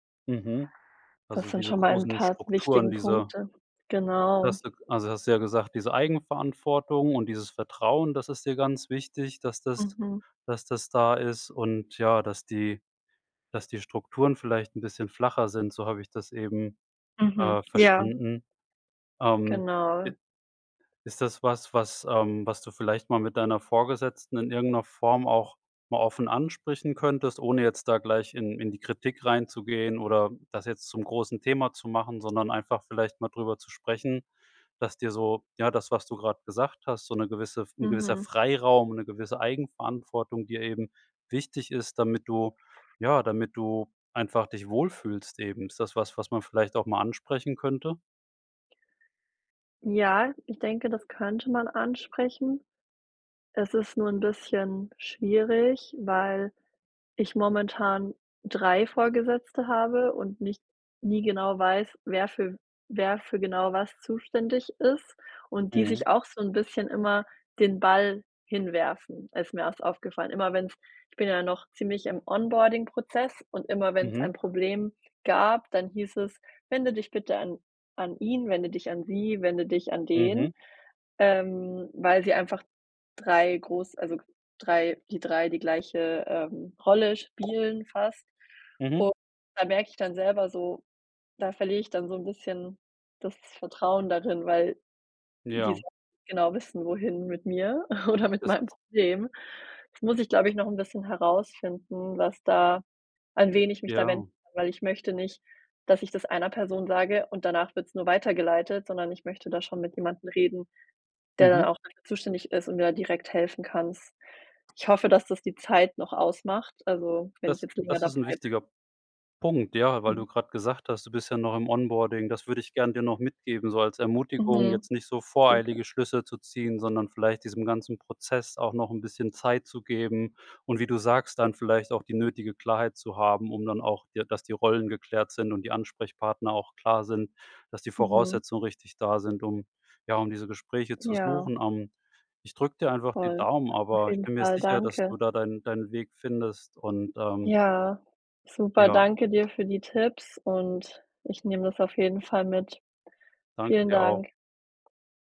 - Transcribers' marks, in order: put-on voice: "Wende dich bitte an"; laughing while speaking: "oder mit"; unintelligible speech; unintelligible speech
- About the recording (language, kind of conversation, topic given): German, advice, Wie kann ich damit umgehen, dass ich mich nach einem Jobwechsel oder nach der Geburt eines Kindes selbst verloren fühle?